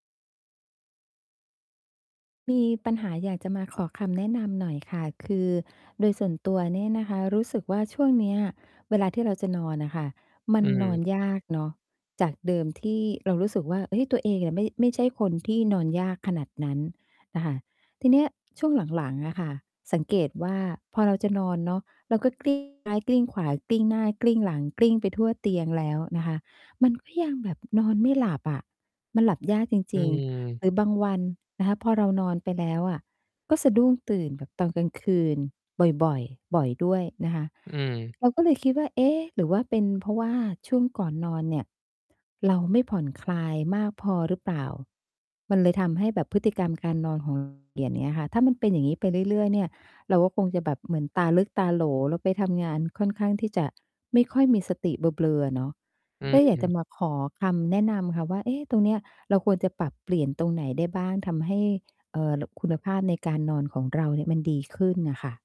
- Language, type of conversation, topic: Thai, advice, ฉันจะทำอย่างไรให้ช่วงก่อนนอนเป็นเวลาที่ผ่อนคลาย?
- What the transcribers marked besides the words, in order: tapping; distorted speech